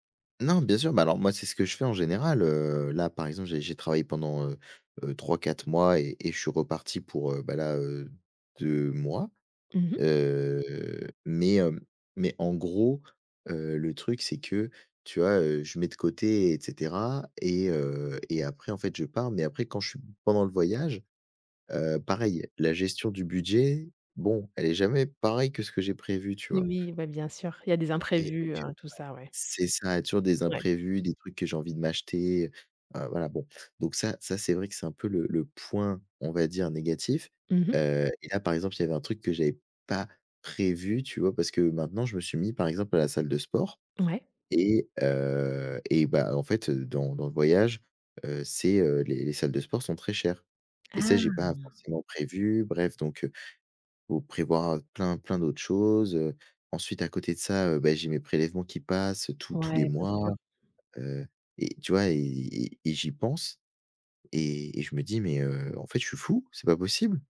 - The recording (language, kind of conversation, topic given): French, advice, Comment décrire une décision financière risquée prise sans garanties ?
- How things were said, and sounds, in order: none